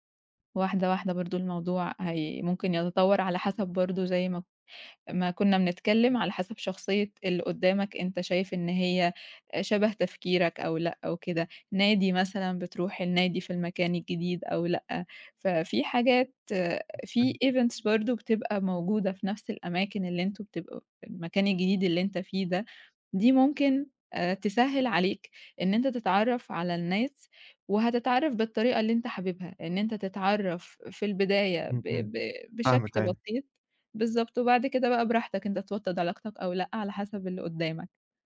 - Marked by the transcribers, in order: in English: "events"; unintelligible speech
- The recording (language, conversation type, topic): Arabic, advice, إزاي أوسّع دايرة صحابي بعد ما نقلت لمدينة جديدة؟